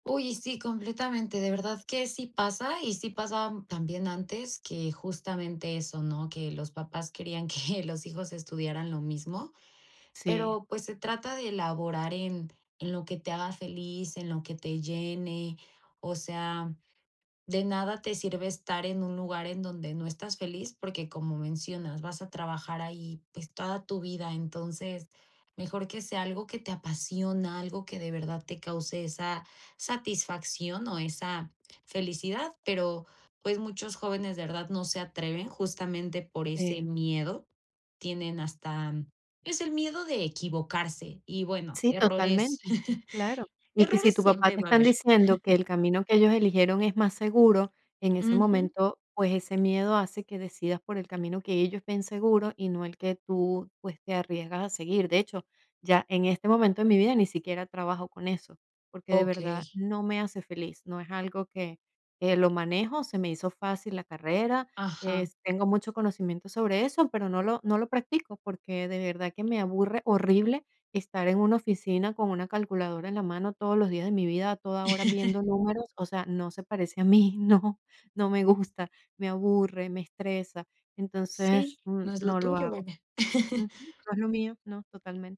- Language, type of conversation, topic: Spanish, podcast, ¿Qué le dirías a tu yo más joven sobre cómo tomar decisiones importantes?
- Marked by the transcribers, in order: laughing while speaking: "que"; chuckle; chuckle; laughing while speaking: "a mí, no, no me gusta"; chuckle